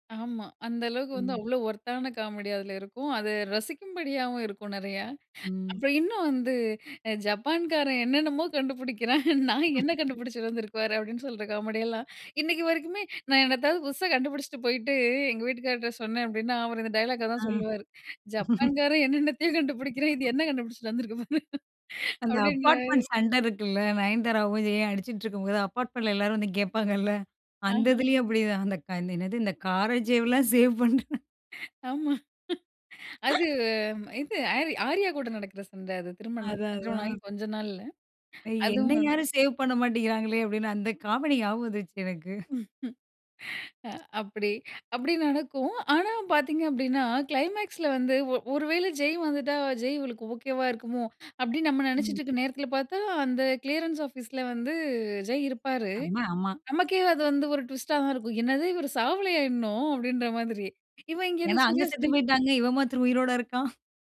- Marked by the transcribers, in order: laughing while speaking: "அ ஜப்பான்காரன் என்னென்னமோ கண்டுபிடிக்கிறான், நாய் … வந்துருக்கு பாரு! அப்டின்னுவாரு"; chuckle; laugh; in English: "டயலாக்க"; laugh; in English: "அப்பார்ட்மெண்ட்"; in English: "சேவ்"; chuckle; laughing while speaking: "ஆமா. அது இது"; other noise; in English: "சேவ்"; laughing while speaking: "அ அப்டி அப்டி நடக்கும்"; in English: "கிளைமேக்ஸ்ல"; in English: "கிளியரன்ஸ் ஆஃபீஸ்ல"; in English: "ட்விஸ்ட்டா"
- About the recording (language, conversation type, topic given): Tamil, podcast, உங்களுக்கு பிடித்த ஒரு திரைப்படப் பார்வை அனுபவத்தைப் பகிர முடியுமா?